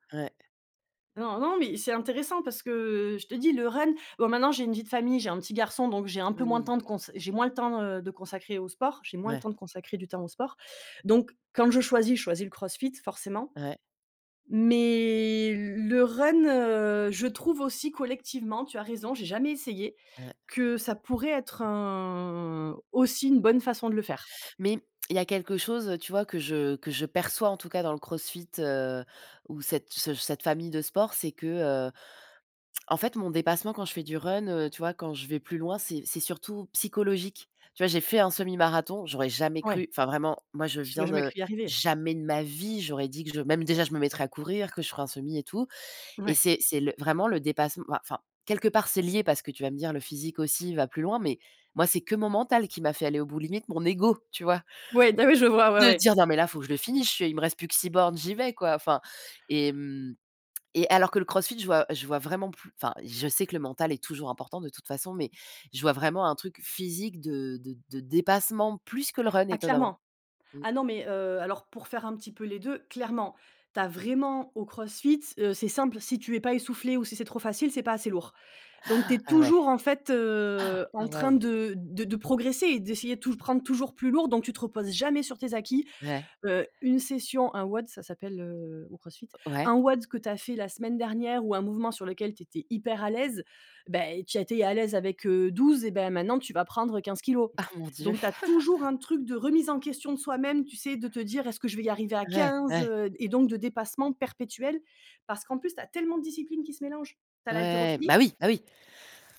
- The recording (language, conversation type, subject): French, unstructured, Quel sport te procure le plus de joie quand tu le pratiques ?
- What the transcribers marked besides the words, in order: in English: "run"; drawn out: "mais"; in English: "run"; other background noise; drawn out: "un"; tongue click; in English: "run"; laughing while speaking: "bah ouais, je vois, ouais, ouais"; in English: "run"; inhale; surprised: "Ah ouais"; inhale; surprised: "Ah waouh !"; chuckle